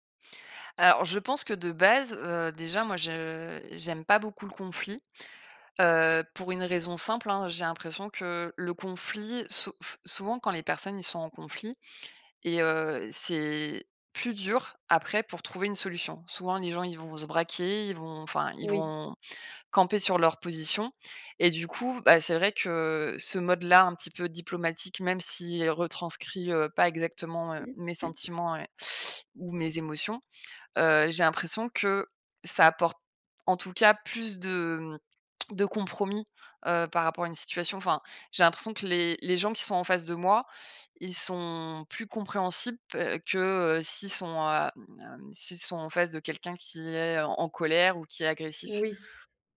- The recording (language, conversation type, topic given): French, advice, Comment décrire mon manque de communication et mon sentiment d’incompréhension ?
- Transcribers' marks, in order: throat clearing